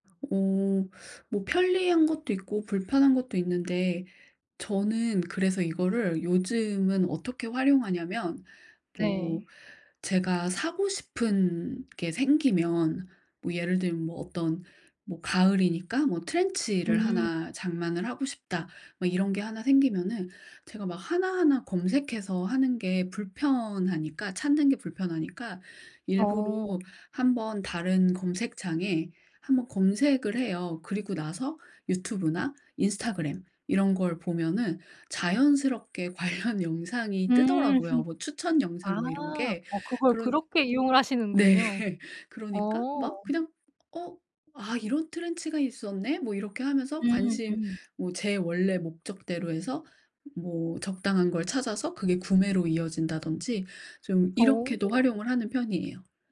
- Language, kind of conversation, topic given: Korean, podcast, 유튜브 알고리즘이 우리의 취향을 형성하는 방식에 대해 어떻게 생각하시나요?
- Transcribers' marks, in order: tapping; laughing while speaking: "관련"; laugh; laughing while speaking: "네"